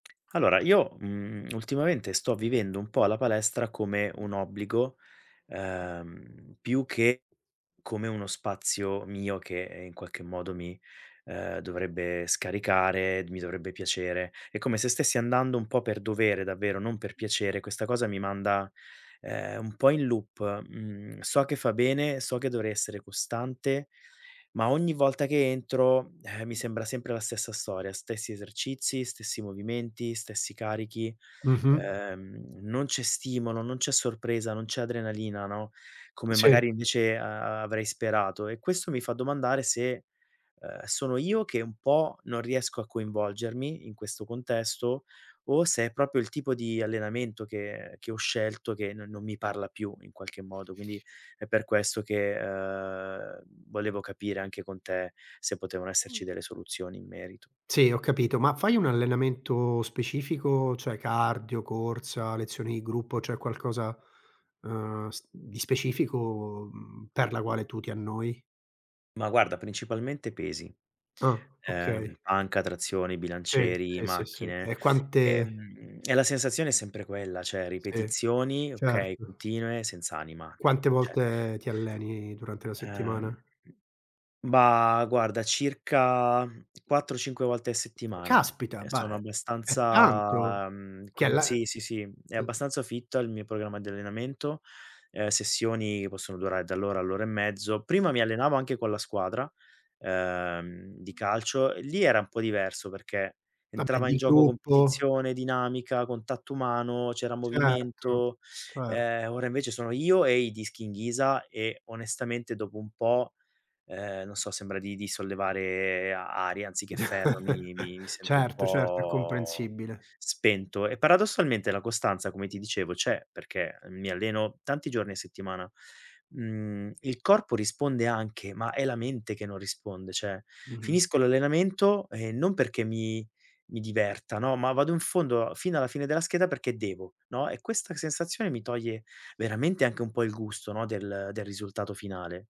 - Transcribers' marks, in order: tapping; other background noise; "cioè" said as "ceh"; in English: "fit"; chuckle; "cioè" said as "ceh"
- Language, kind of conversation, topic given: Italian, advice, Come posso evitare la noia durante l’allenamento e riuscire a divertirmi?